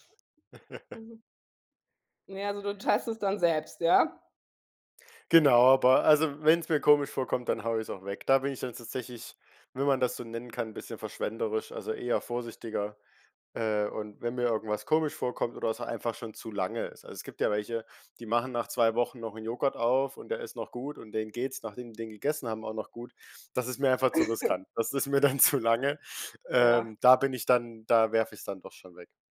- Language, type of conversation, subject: German, podcast, Wie kann man Lebensmittelverschwendung sinnvoll reduzieren?
- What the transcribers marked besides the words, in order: chuckle; giggle; laughing while speaking: "dann zu"